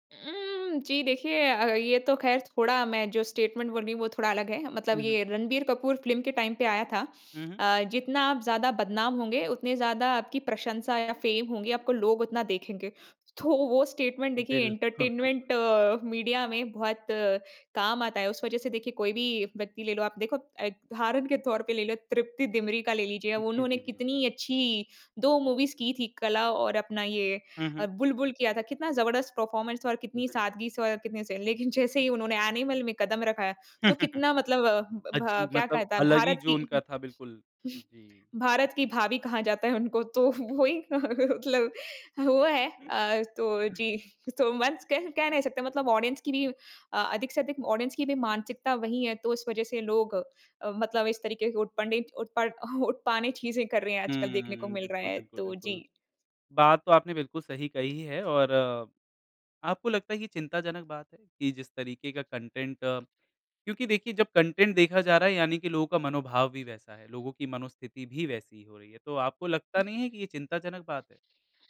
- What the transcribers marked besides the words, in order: in English: "स्टेटमेंट"; in English: "टाइम"; laughing while speaking: "तो"; in English: "स्टेटमेंट"; chuckle; in English: "एंटरटेनमेंट मीडिया"; in English: "मूवीज़"; in English: "परफॉर्मेंस"; in English: "एनिमल"; chuckle; chuckle; laughing while speaking: "है उनको तो वो ही मतलब"; chuckle; in English: "सो मच"; in English: "ऑडियंस"; in English: "ऑडियंस"; in English: "कंटेंट"; in English: "कंटेंट"
- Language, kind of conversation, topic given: Hindi, podcast, छोटे वीडियो का प्रारूप इतनी तेज़ी से लोकप्रिय क्यों हो गया?
- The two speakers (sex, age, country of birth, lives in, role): female, 25-29, India, India, guest; male, 25-29, India, India, host